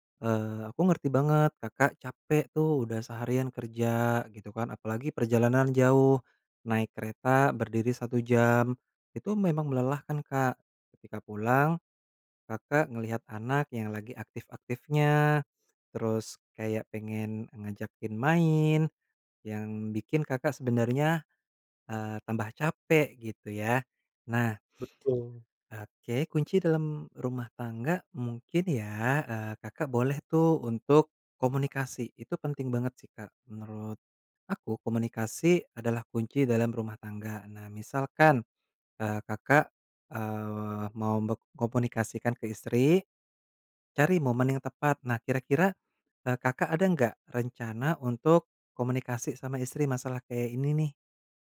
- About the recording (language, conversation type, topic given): Indonesian, advice, Pertengkaran yang sering terjadi
- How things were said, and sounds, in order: none